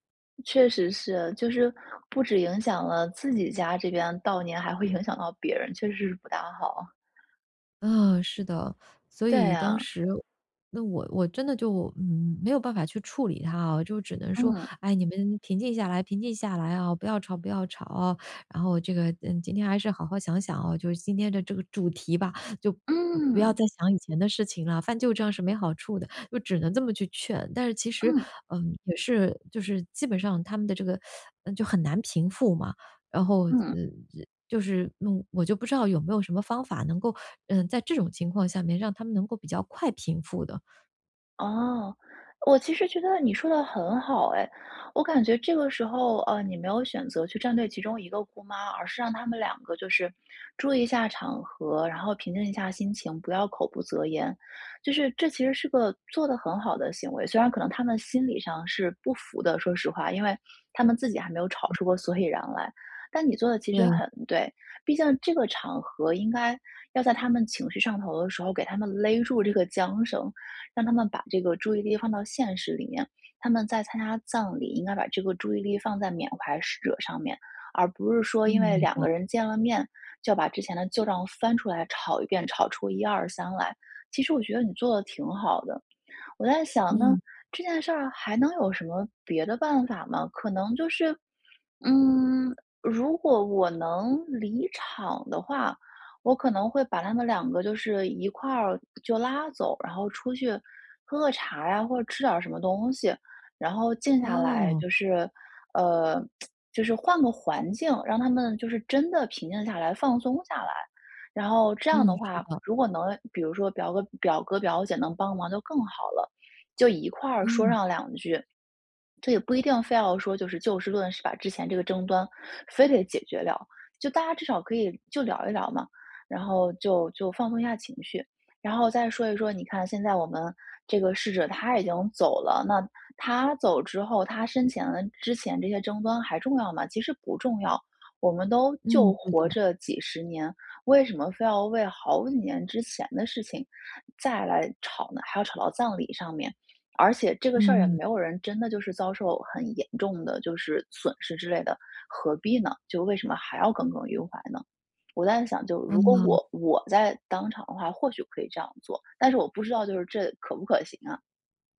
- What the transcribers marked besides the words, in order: other background noise; teeth sucking; tsk
- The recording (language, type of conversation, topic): Chinese, advice, 如何在朋友聚会中妥善处理争吵或尴尬，才能不破坏气氛？